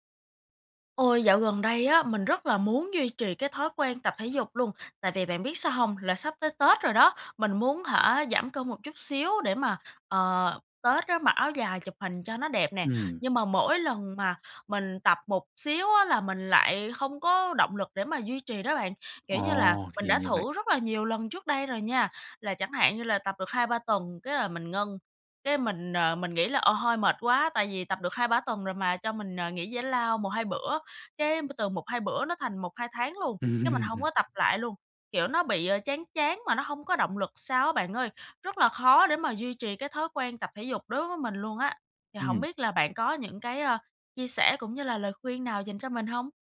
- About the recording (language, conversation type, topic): Vietnamese, advice, Vì sao bạn thiếu động lực để duy trì thói quen tập thể dục?
- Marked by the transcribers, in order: other background noise; tapping; laughing while speaking: "Ừm"